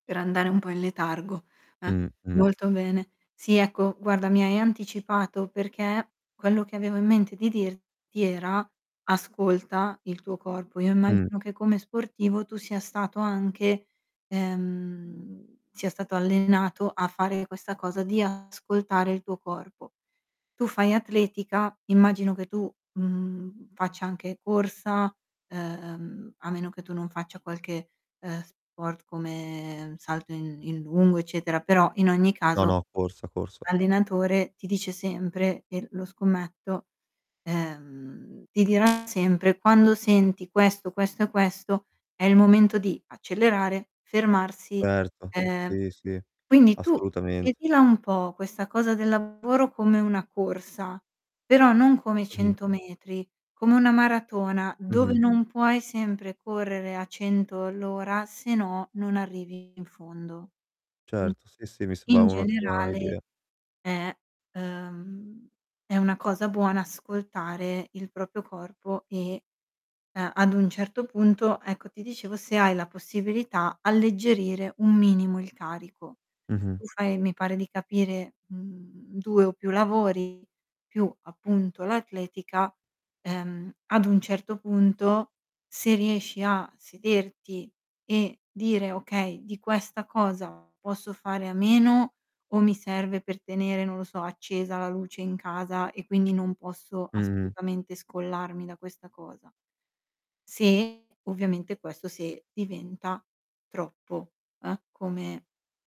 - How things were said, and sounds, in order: distorted speech; tapping; "sembra" said as "seba"; "proprio" said as "propio"
- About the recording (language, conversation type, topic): Italian, advice, Cosa posso fare subito per ridurre rapidamente lo stress acuto?
- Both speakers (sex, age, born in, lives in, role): female, 30-34, Italy, Italy, advisor; male, 25-29, Italy, Italy, user